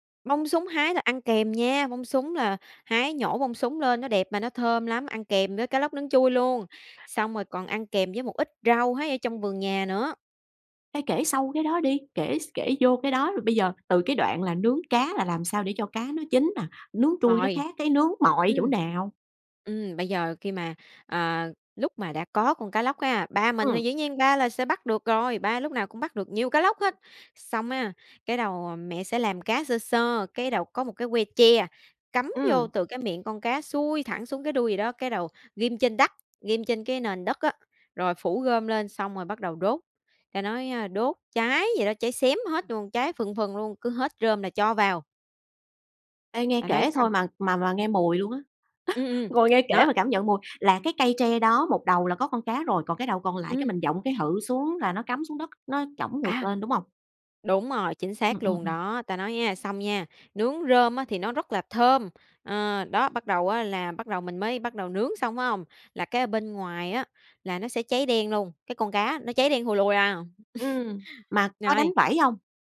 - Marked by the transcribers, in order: tapping; other background noise; laugh; laughing while speaking: "ngồi nghe"; chuckle
- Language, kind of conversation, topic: Vietnamese, podcast, Có món ăn nào khiến bạn nhớ về nhà không?
- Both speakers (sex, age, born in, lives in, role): female, 25-29, Vietnam, Vietnam, guest; female, 40-44, Vietnam, Vietnam, host